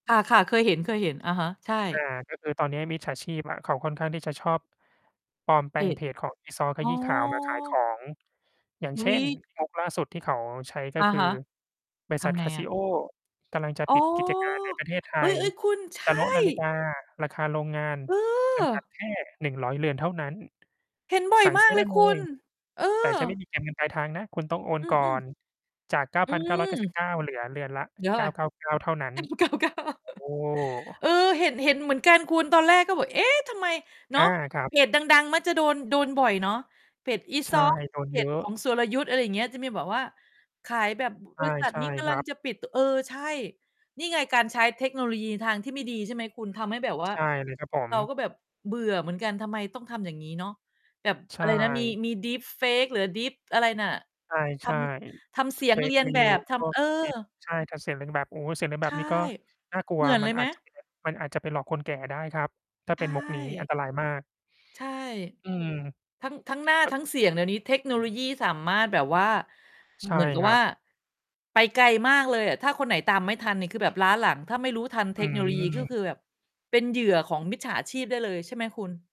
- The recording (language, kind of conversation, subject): Thai, unstructured, คุณคิดว่าเทคโนโลยีสามารถช่วยสร้างแรงบันดาลใจในชีวิตได้ไหม?
- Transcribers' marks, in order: distorted speech; mechanical hum; surprised: "อ๋อ เฮ่ย ๆ คุณ ใช่"; surprised: "เออ"; surprised: "เห็นบ่อยมากเลยคุณ เออ"; tapping; laughing while speaking: "พัน เก้าเก้า"; background speech; in English: "deepfake"; in English: "ดีป"; in English: "fake news"; in English: "ดีป"; static